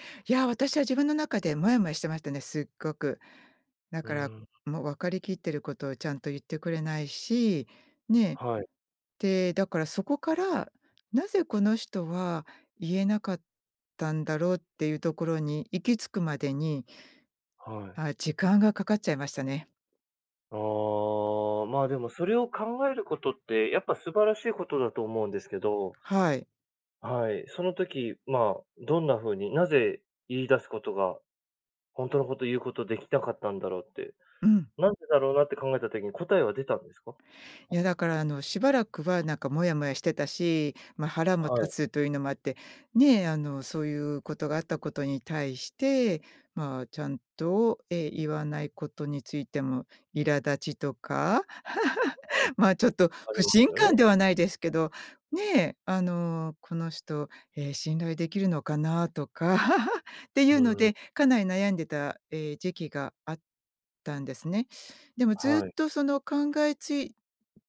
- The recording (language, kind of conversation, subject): Japanese, podcast, 相手の立場を理解するために、普段どんなことをしていますか？
- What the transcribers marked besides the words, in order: other noise; laugh; laugh